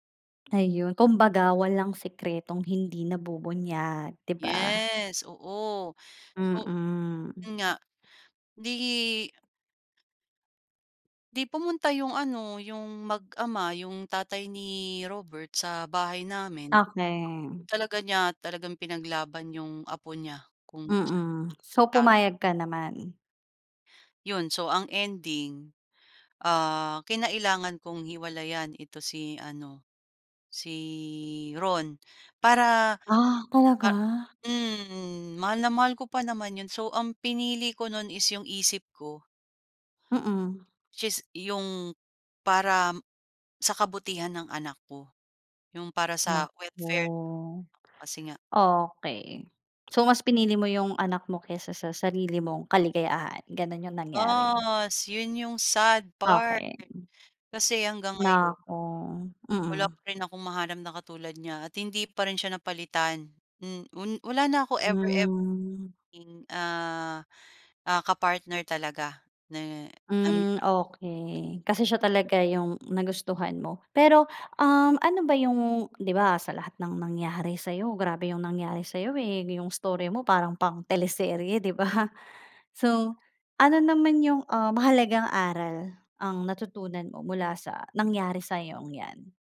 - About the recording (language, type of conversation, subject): Filipino, podcast, May tao bang biglang dumating sa buhay mo nang hindi mo inaasahan?
- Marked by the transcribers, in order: unintelligible speech